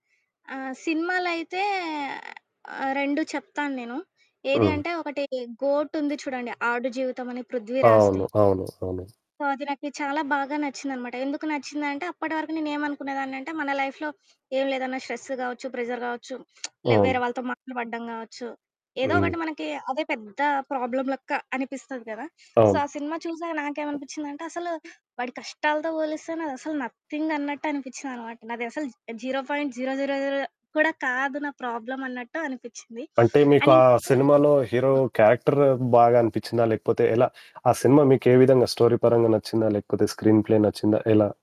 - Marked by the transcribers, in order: static; other background noise; in English: "సో"; in English: "లైఫ్‌లో"; in English: "ప్రెజర్"; lip smack; distorted speech; in English: "ప్రాబ్లమ్"; in English: "సో"; in English: "జీరో పాయింట్ జీరో జీరో జీరో"; in English: "అండ్"; in English: "హీరో క్యారెక్టర్"; in English: "స్టోరీ"; in English: "స్క్రీన్ ప్లే"
- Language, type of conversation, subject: Telugu, podcast, మీకు ఇష్టమైన హాబీ ఏది?